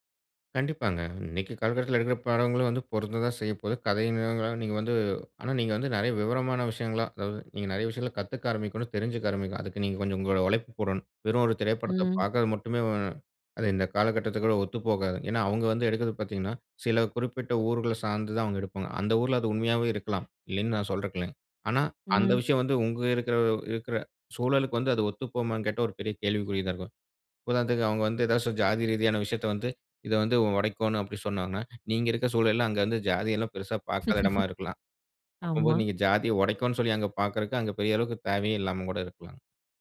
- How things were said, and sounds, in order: laugh; "பாக்குறதுக்கு" said as "பாக்கற்கு"
- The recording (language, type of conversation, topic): Tamil, podcast, புதுமையான கதைகளை உருவாக்கத் தொடங்குவது எப்படி?